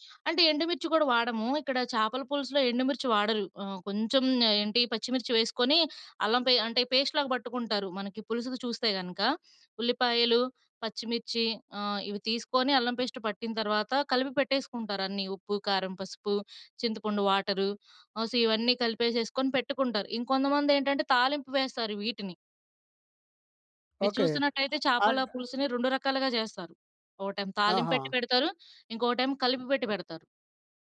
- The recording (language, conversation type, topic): Telugu, podcast, అమ్మ వంటల వాసన ఇంటి అంతటా ఎలా పరిమళిస్తుంది?
- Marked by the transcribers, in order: in English: "పేస్ట్‌లాగా"; in English: "పేస్ట్"; in English: "సో"